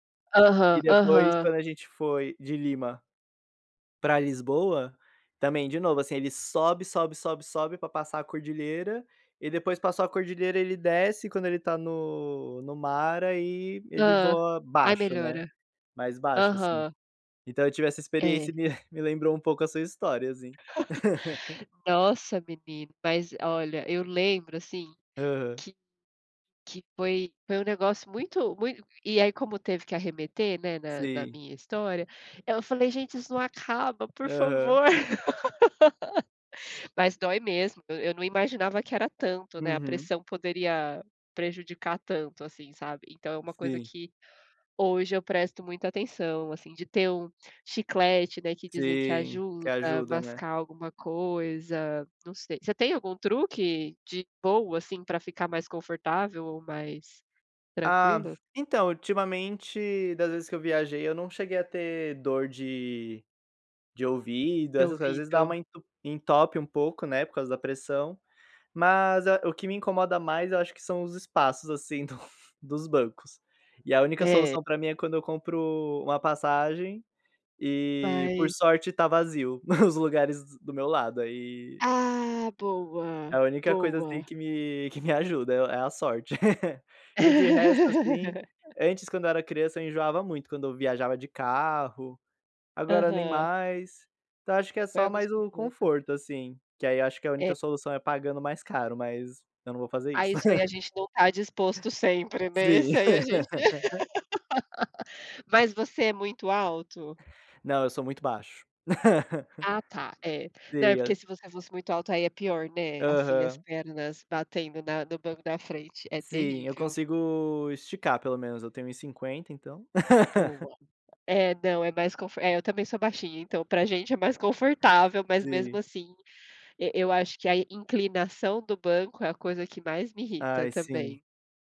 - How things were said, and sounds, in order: chuckle; laugh; laugh; chuckle; chuckle; chuckle; laugh; laugh; other background noise; laugh; laugh; laugh
- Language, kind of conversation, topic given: Portuguese, unstructured, Qual dica você daria para quem vai viajar pela primeira vez?